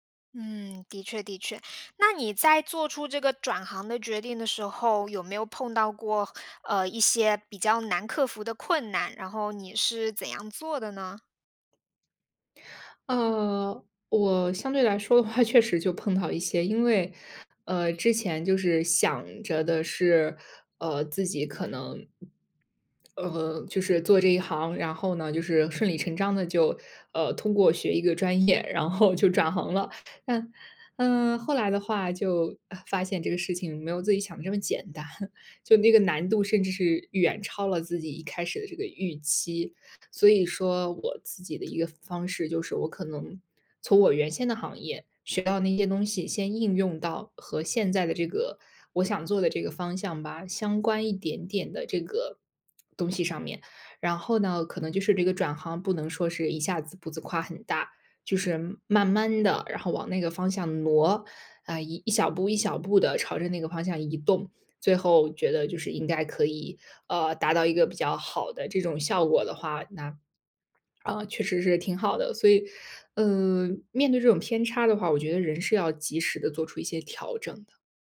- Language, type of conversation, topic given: Chinese, podcast, 做决定前你会想五年后的自己吗？
- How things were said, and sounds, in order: other background noise; laughing while speaking: "确实"; laughing while speaking: "转行了"; chuckle; swallow